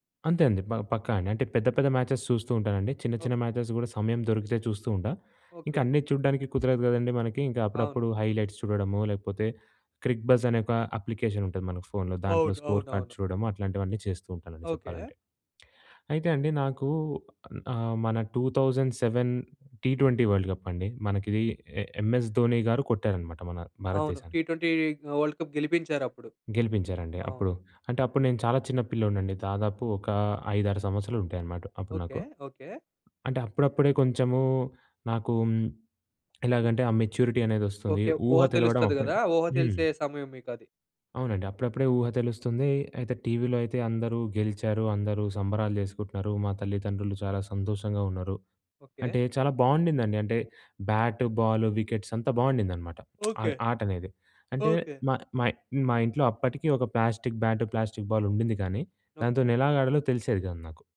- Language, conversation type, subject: Telugu, podcast, ఒక చిన్న సహాయం పెద్ద మార్పు తేవగలదా?
- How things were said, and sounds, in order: in English: "మ్యాచెస్"; in English: "మ్యాచెస్"; in English: "హైలైట్స్"; in English: "క్రిక్ బస్"; in English: "అప్లికేషన్"; in English: "స్కోర్ కార్డ్స్"; in English: "టూ థౌజండ్ సెవెన్ టీ ట్వంటీ వరల్డ్ కప్"; in English: "టీ ట్వెంటీ వర్ల్డ్ కప్"; lip smack; in English: "మెచ్యూరిటీ"; other noise; in English: "వికెట్స్"; lip smack